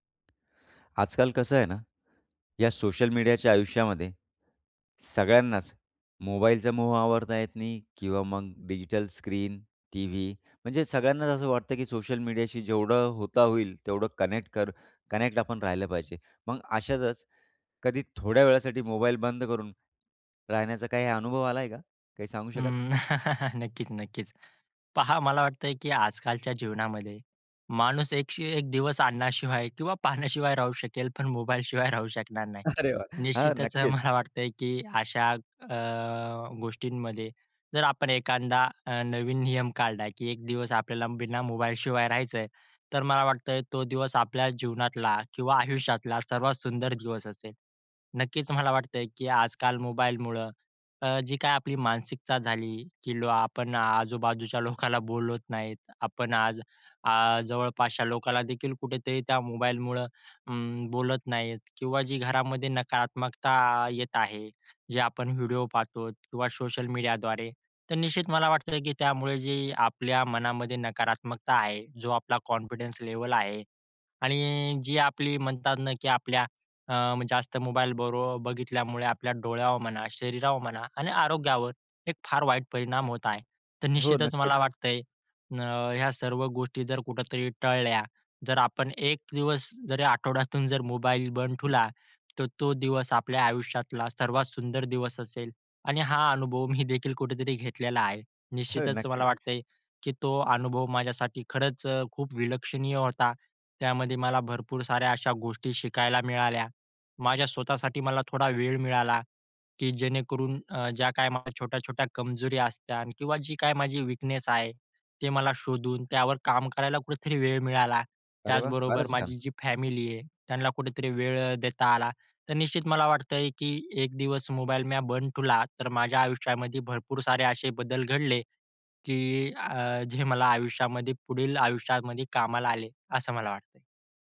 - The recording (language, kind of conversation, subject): Marathi, podcast, थोडा वेळ मोबाईल बंद ठेवून राहिल्यावर कसा अनुभव येतो?
- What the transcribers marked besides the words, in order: tapping; other noise; chuckle; laughing while speaking: "अरे वाह! हां, नक्कीच"; laughing while speaking: "मला"; laughing while speaking: "मी देखील"; laughing while speaking: "हो, नक्कीच"